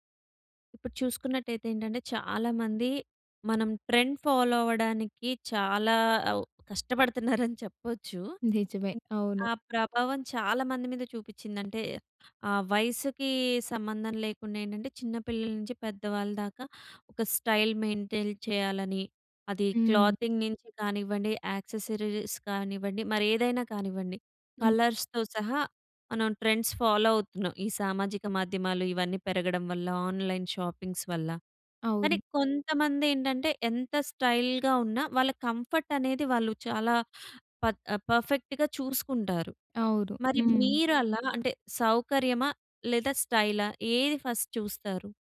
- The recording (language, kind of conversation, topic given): Telugu, podcast, సౌకర్యం కంటే స్టైల్‌కి మీరు ముందుగా ఎంత ప్రాధాన్యం ఇస్తారు?
- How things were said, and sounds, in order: in English: "ట్రెండ్ ఫాలో"; other background noise; in English: "స్టైల్"; in English: "క్లాతింగ్"; in English: "యాక్సెసరీస్"; in English: "కలర్స్‌తో"; in English: "ట్రెండ్స్ ఫాలో"; in English: "ఆన్లైన్ షాపింగ్స్"; in English: "స్టైల్‌గా"; in English: "ఫస్ట్"